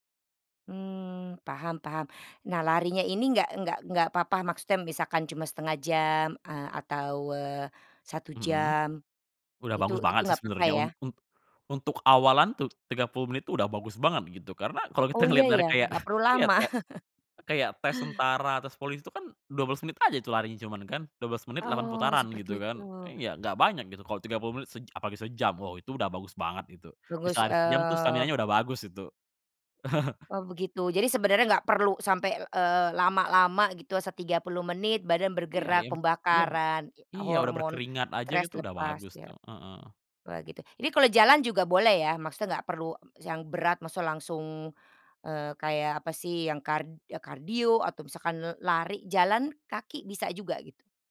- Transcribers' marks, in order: laughing while speaking: "kalo kita ngeliat dari kayak"; chuckle; other background noise; unintelligible speech; chuckle; tapping
- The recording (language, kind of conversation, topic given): Indonesian, podcast, Apa saja tanda-tanda tubuh yang kamu rasakan saat sedang stres?